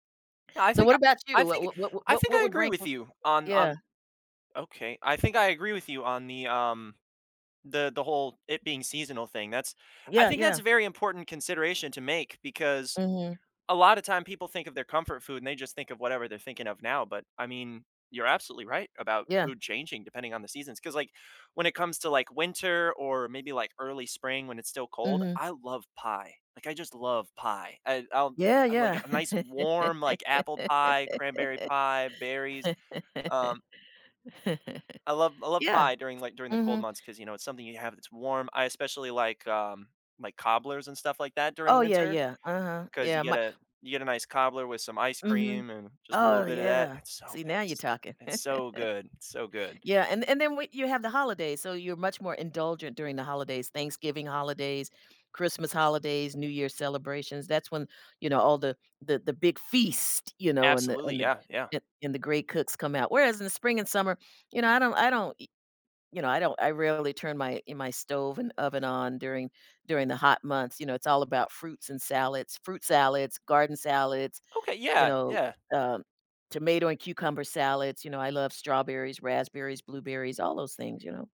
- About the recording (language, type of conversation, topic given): English, unstructured, What is your favorite comfort food, and why?
- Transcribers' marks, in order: music; other background noise; laugh; chuckle; stressed: "feast"; tapping